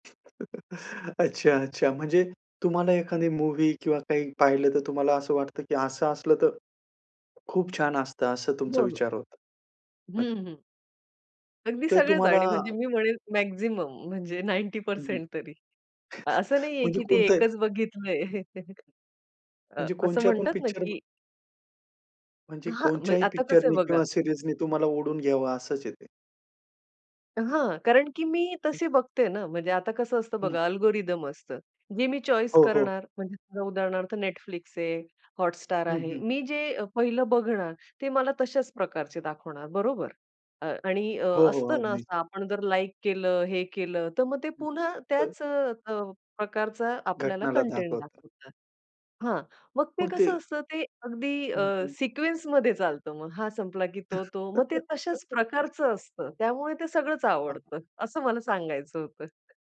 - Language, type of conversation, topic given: Marathi, podcast, तुम्हाला कल्पनातीत जगात निघून जायचं वाटतं का?
- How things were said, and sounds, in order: other background noise; chuckle; in English: "नाइन्टी पर्सेंट"; chuckle; "कोणत्या" said as "कोणच्या"; "कोणत्याही" said as "कोणच्याही"; in English: "सिरीजनी"; tapping; in English: "अल्गोरिदम"; in English: "चॉइस"; in English: "सिक्वेन्समध्ये"; laugh